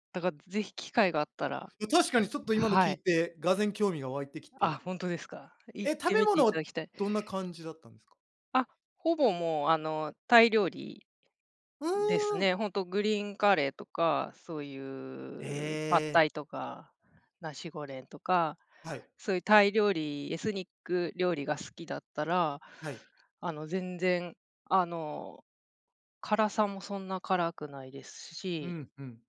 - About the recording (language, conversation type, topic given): Japanese, unstructured, 旅先でいちばん感動した景色はどんなものでしたか？
- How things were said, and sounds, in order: other noise